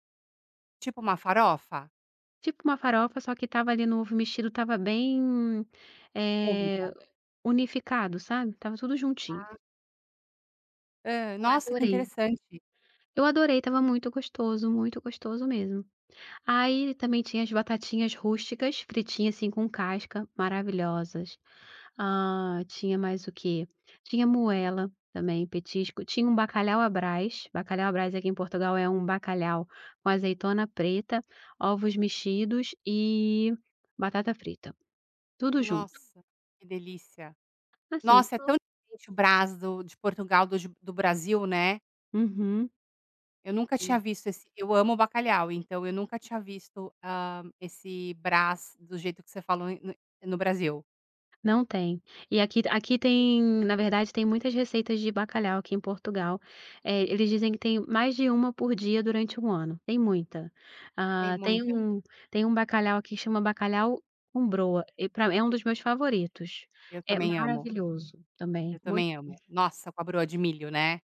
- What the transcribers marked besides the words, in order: unintelligible speech; other background noise; tapping; unintelligible speech
- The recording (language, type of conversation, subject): Portuguese, podcast, Como a comida influencia a sensação de pertencimento?